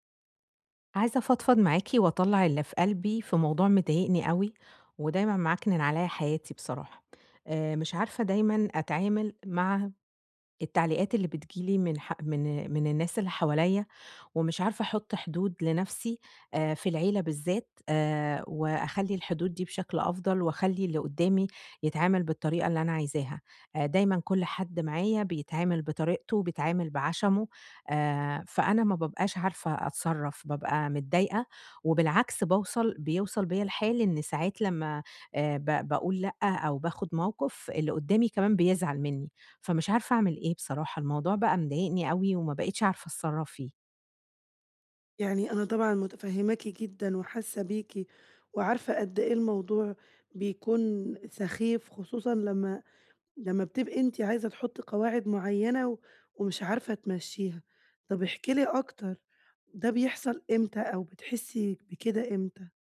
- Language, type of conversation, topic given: Arabic, advice, إزاي أتعامل مع الزعل اللي جوايا وأحط حدود واضحة مع العيلة؟
- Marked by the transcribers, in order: other background noise